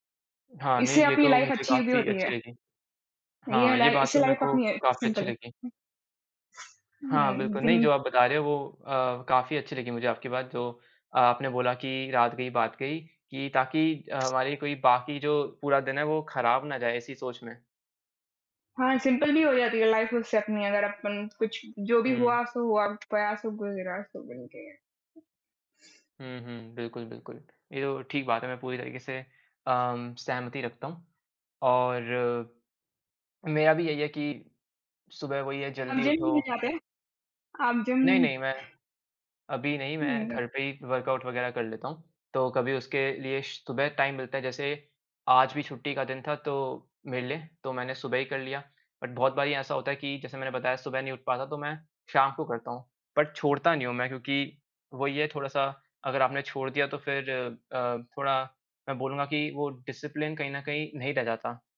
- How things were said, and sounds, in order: in English: "लाइफ़"; in English: "लाइफ़"; in English: "सिंपल"; other background noise; in English: "सिंपल"; in English: "लाइफ़"; tapping; in English: "वर्कआउट"; in English: "टाइम"; in English: "बट"; in English: "बट"; in English: "डिसिप्लिन"
- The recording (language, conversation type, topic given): Hindi, unstructured, आप अपने दिन की शुरुआत कैसे करते हैं?